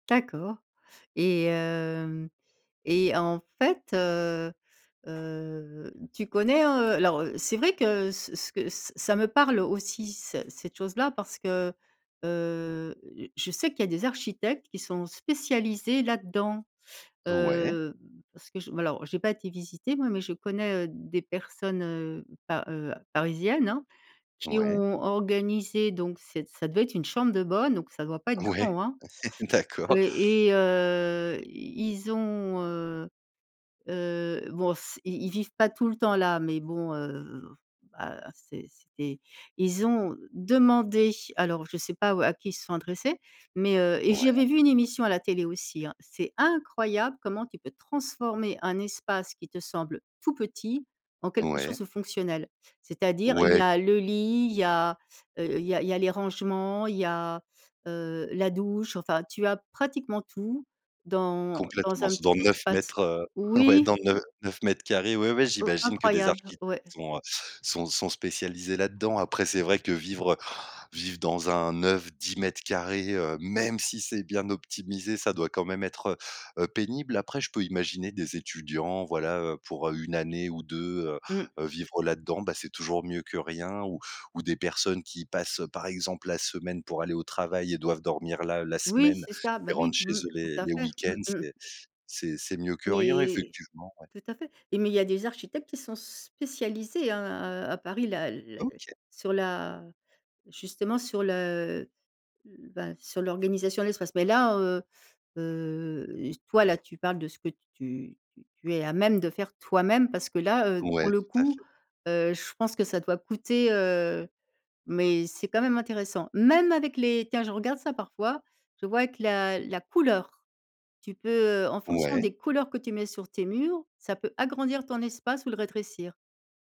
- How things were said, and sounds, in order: tapping; drawn out: "heu"; other background noise; drawn out: "heu"; laughing while speaking: "Ouais"; chuckle; drawn out: "heu"; laughing while speaking: "ouais"; stressed: "même"; drawn out: "Mais"; drawn out: "heu"; stressed: "couleur"
- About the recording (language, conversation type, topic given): French, podcast, Comment organiser un petit logement pour gagner de la place ?